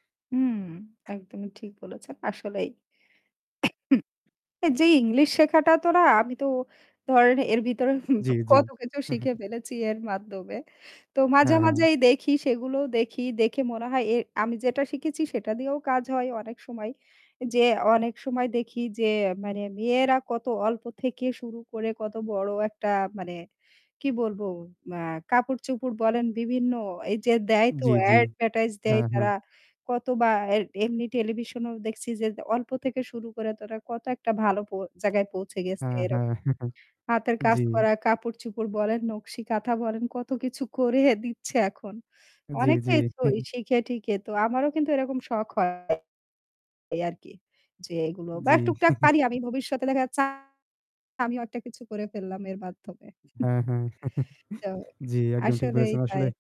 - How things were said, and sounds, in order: static; other noise; cough; laughing while speaking: "ভিতরে কত কিছু"; "মাধ্যমে" said as "মাদ্দমে"; "শিখেছি" said as "সিকেচি"; in English: "অ্যাডভার্টাইজ"; chuckle; chuckle; distorted speech; chuckle; chuckle
- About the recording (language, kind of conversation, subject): Bengali, unstructured, কোন দক্ষতা শিখে আপনি আপনার ভবিষ্যৎ গড়তে চান?